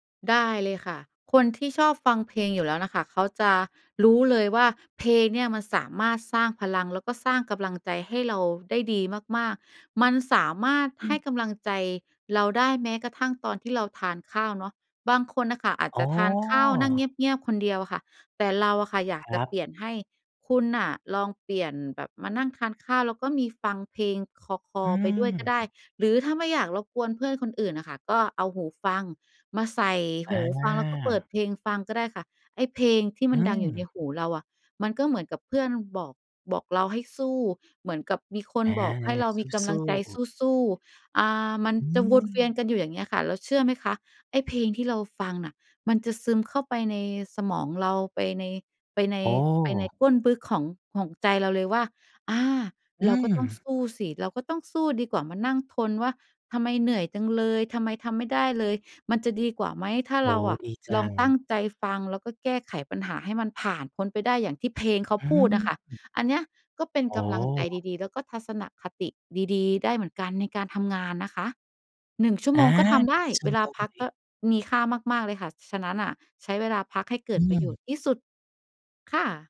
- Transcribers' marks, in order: other background noise
- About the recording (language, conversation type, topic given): Thai, podcast, เพลงไหนที่ทำให้คุณฮึกเหิมและกล้าลงมือทำสิ่งใหม่ ๆ?